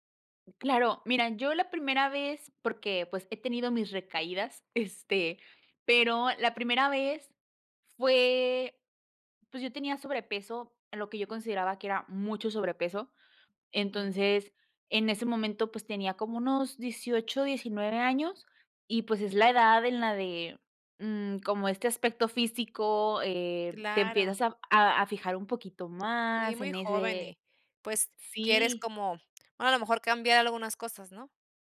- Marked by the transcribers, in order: laughing while speaking: "este"
- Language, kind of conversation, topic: Spanish, podcast, ¿Qué fue lo que más te costó desaprender y por qué?